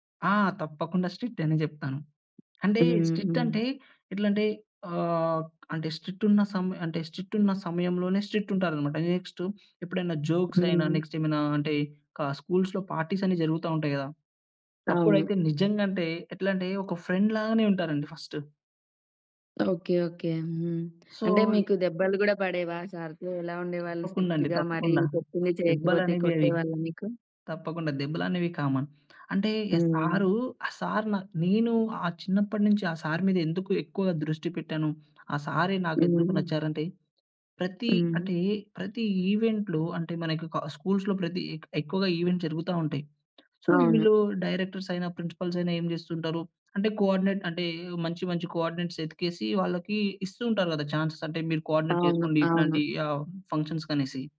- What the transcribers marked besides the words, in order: in English: "స్ట్రిక్ట్"; in English: "స్ట్రిక్ట్"; in English: "స్ట్రిక్ట్"; in English: "స్ట్రిక్ట్"; in English: "స్ట్రిక్ట్"; in English: "జోక్స్"; in English: "స్కూల్స్‌లో పార్టీస్"; in English: "ఫ్రెండ్"; in English: "సో"; in English: "స్ట్రిక్ట్‌గా"; other background noise; in English: "కామన్"; in English: "ఈవెంట్‌లో"; in English: "స్కూల్స్‌లో"; in English: "ఈవెంట్స్"; in English: "సో"; in English: "డైరెక్టర్స్"; in English: "ప్రిన్సిపల్స్"; in English: "కోఆర్డినేట్"; in English: "కోఆర్డినేట్స్"; in English: "చాన్స్"; in English: "కోఆర్డినేట్"
- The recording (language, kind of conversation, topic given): Telugu, podcast, పాఠశాలలో ఏ గురువు వల్ల నీలో ప్రత్యేకమైన ఆసక్తి కలిగింది?